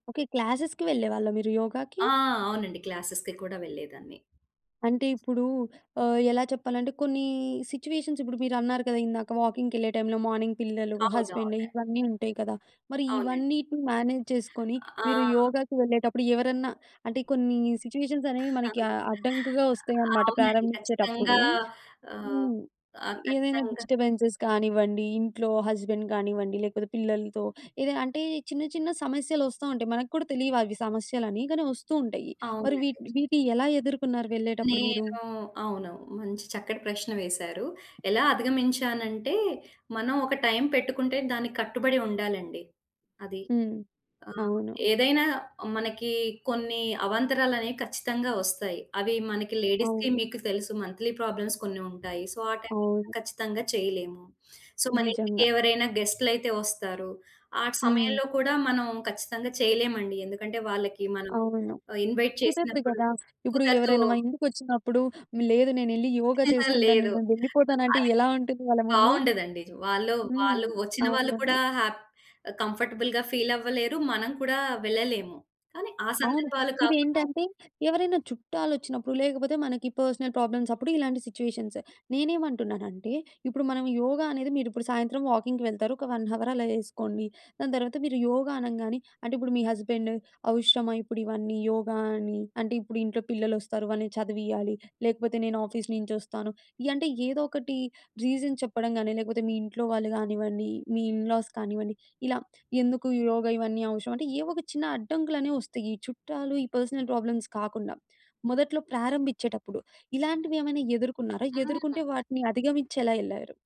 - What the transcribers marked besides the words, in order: in English: "క్లాసెస్‌కి"; in English: "క్లాసెస్‌కి"; other background noise; in English: "సిచ్యువేషన్స్"; in English: "వాకింగ్‌కెళ్ళే టైమ్‌లో, మార్నింగ్"; in English: "మేనేజ్"; giggle; in English: "డిస్టర్బెన్సెస్"; in English: "హస్బెండ్"; tapping; in English: "టైమ్"; in English: "లేడీస్‌కి"; in English: "మంత్లీ ప్రాబ్లమ్స్"; in English: "సో"; in English: "టైమ్‌లో"; in English: "సో"; in English: "ఇన్వైట్"; giggle; in English: "కంఫర్టబుల్‌గా"; in English: "పర్సనల్"; in English: "సిచ్యువేషన్స్"; in English: "వాకింగ్‌కి"; in English: "వన్ హవర్"; in English: "ఆఫీస్"; in English: "రీజన్"; in English: "ఇన్ లాస్"; in English: "పర్సనల్ ప్రాబ్లమ్స్"
- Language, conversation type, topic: Telugu, podcast, ఒక చిన్న మార్పు మీ జీవితాన్ని ఎలా మార్చిందో చెప్పగలరా?